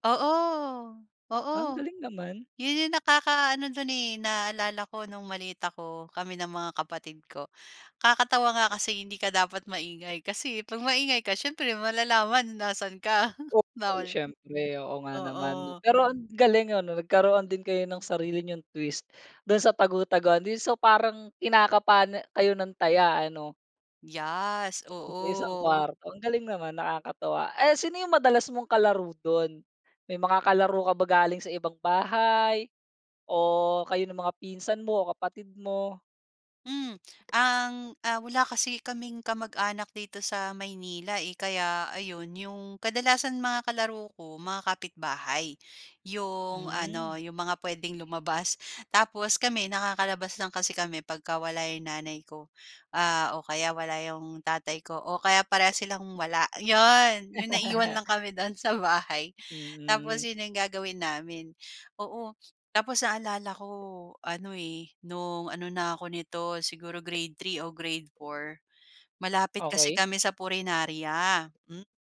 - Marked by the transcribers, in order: other background noise; chuckle; background speech; in English: "twist"; tongue click
- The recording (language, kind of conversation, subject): Filipino, podcast, Ano ang paborito mong laro noong bata ka?